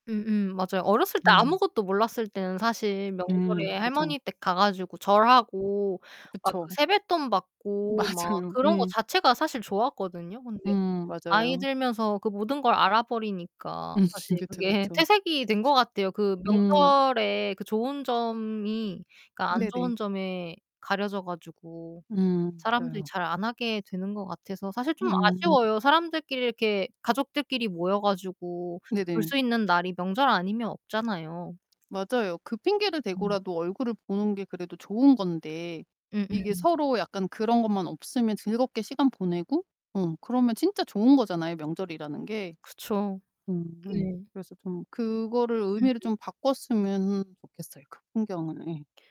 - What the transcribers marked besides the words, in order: other background noise; distorted speech; laughing while speaking: "맞아요"; laughing while speaking: "음"
- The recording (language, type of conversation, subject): Korean, unstructured, 한국 명절 때 가장 기억에 남는 풍습은 무엇인가요?